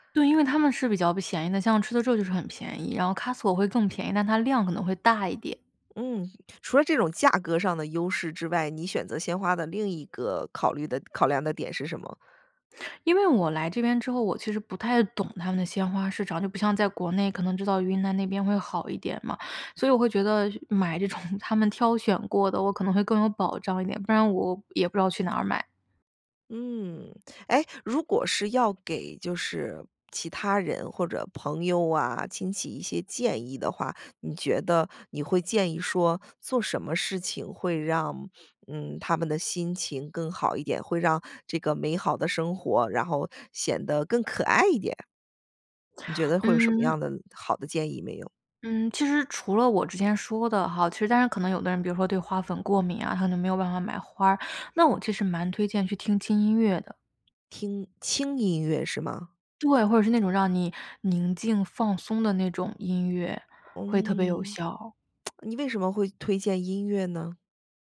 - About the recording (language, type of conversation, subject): Chinese, podcast, 你平常会做哪些小事让自己一整天都更有精神、心情更好吗？
- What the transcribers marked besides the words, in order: laughing while speaking: "种"; lip smack